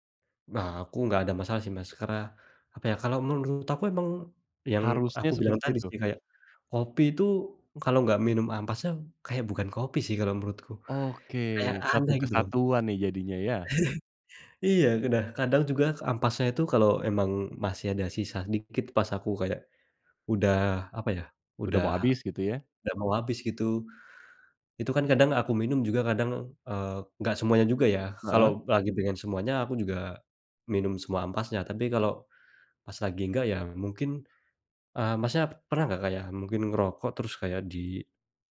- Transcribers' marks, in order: chuckle
- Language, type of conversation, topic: Indonesian, podcast, Makanan atau minuman apa yang memengaruhi suasana hati harianmu?